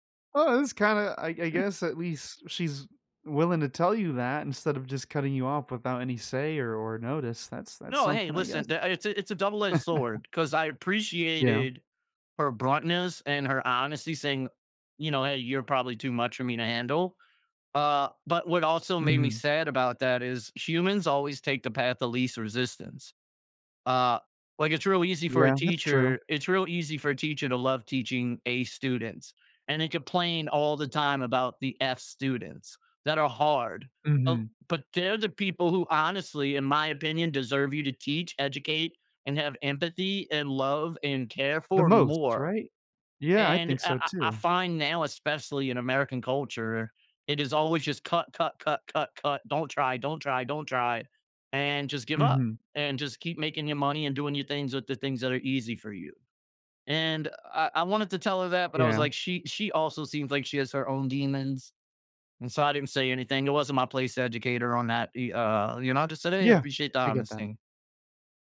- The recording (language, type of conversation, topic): English, unstructured, How can I keep conversations balanced when someone else dominates?
- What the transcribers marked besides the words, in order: chuckle; other background noise; chuckle; "bluntness" said as "bruntness"